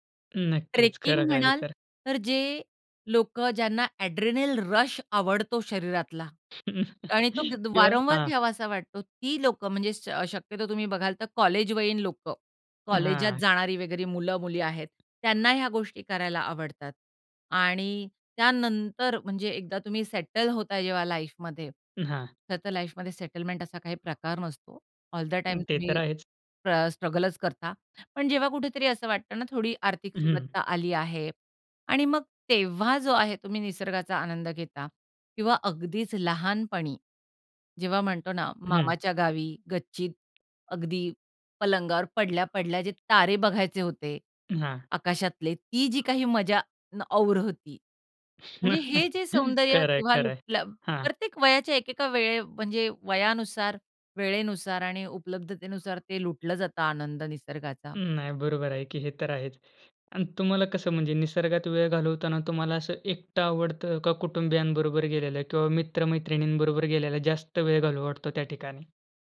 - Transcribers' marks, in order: tapping; in English: "ट्रेकिंग"; in English: "एड्रेनल रश"; chuckle; in English: "सेटल"; in English: "लाईफमध्ये"; in English: "लाईफमध्ये सेटलमेंट"; in English: "ऑल द टाईम"; in English: "स्ट्रगलच"; chuckle; chuckle
- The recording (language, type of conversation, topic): Marathi, podcast, निसर्गात वेळ घालवण्यासाठी तुमची सर्वात आवडती ठिकाणे कोणती आहेत?